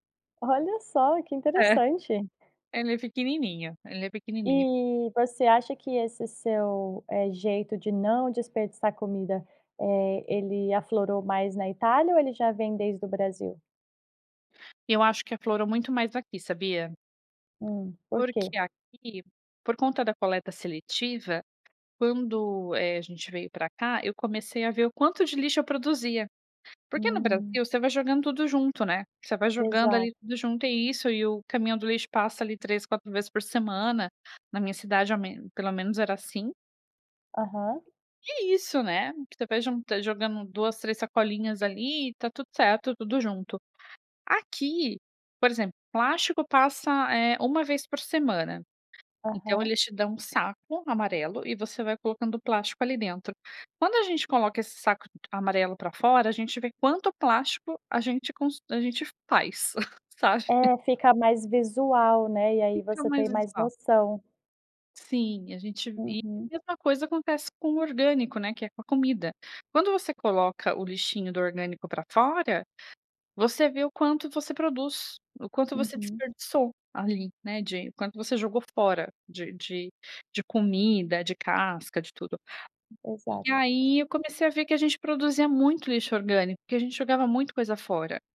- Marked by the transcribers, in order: giggle
- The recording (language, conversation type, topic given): Portuguese, podcast, Que dicas você dá para reduzir o desperdício de comida?